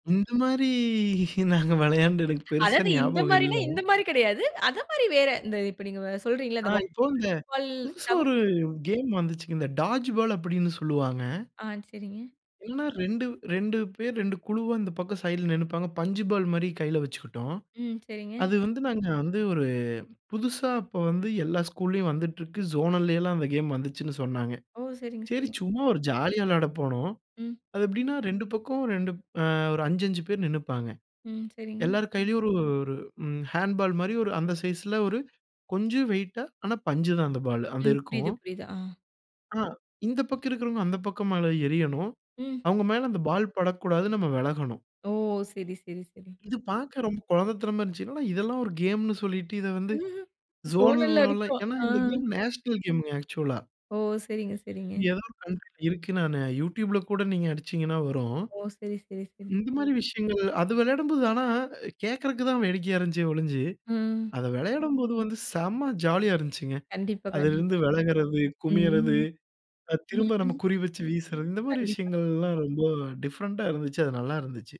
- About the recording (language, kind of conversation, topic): Tamil, podcast, பள்ளிக்கால நண்பர்களோடு விளையாடிய நினைவுகள் என்ன?
- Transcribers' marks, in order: drawn out: "மாதிரி"; laughing while speaking: "நாங்க விளையாண்டு"; other noise; in English: "கேம்"; other background noise; in English: "டாட்ஜ் பால்"; in English: "சைடுல"; drawn out: "ஒரு"; in English: "ஜோனல்லைலாம்"; in English: "ஹேண்ட்பால்"; in English: "சைஸ்ல"; laughing while speaking: "ஜோனல் வரைக்கும்"; in English: "ஜோனல்"; in English: "ஜோனல் லெவல"; in English: "கேம் நேஷனல் கேமுங்க ஆக்சுவலா"; in English: "யூடியூப்ல"; laughing while speaking: "விலகுறது, குமியறது, அ, திரும்ப நம்ம குறி வச்சு வீசுறது இந்த மாதிரி விஷயங்கள்லாம்"; chuckle; in English: "டிஃபரெண்டா"